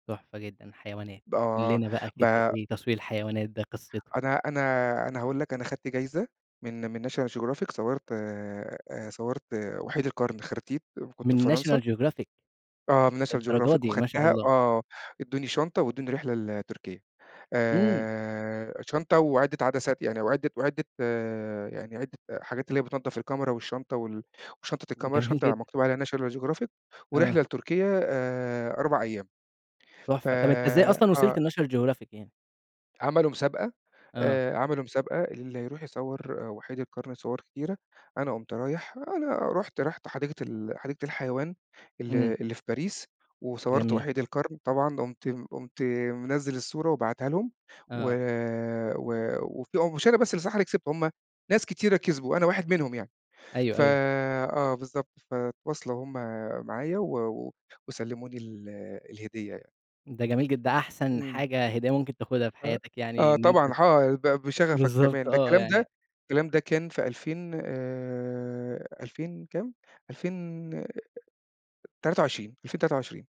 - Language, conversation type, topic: Arabic, podcast, إيه هي هوايتك المفضلة وليه؟
- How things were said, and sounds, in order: tapping; in English: "National Geographic"; laughing while speaking: "جميل جدًا"